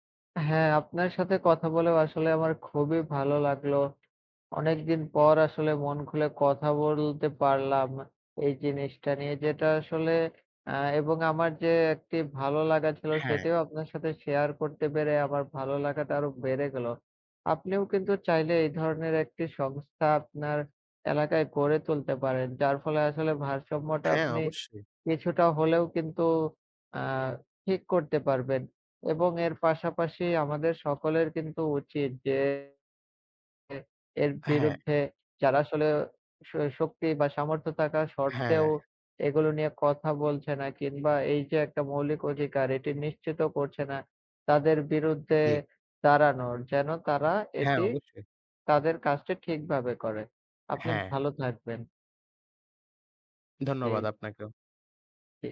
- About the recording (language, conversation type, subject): Bengali, unstructured, আপনার কি মনে হয়, সমাজে সবাই কি সমান সুযোগ পায়?
- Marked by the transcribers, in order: unintelligible speech